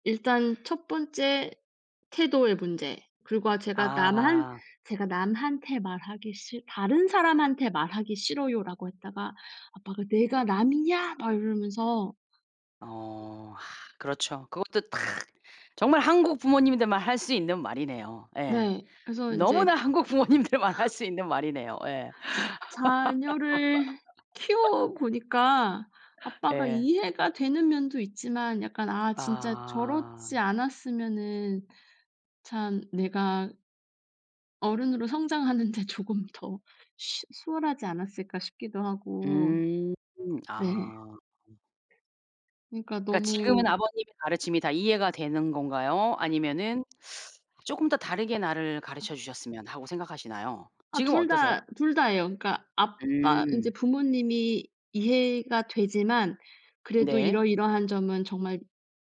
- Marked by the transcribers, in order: laugh; laughing while speaking: "부모님들만 할 수 있는"; teeth sucking; laugh; laughing while speaking: "성장하는 데 조금 더"; teeth sucking
- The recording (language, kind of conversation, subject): Korean, podcast, 자녀가 실패했을 때 부모는 어떻게 반응해야 할까요?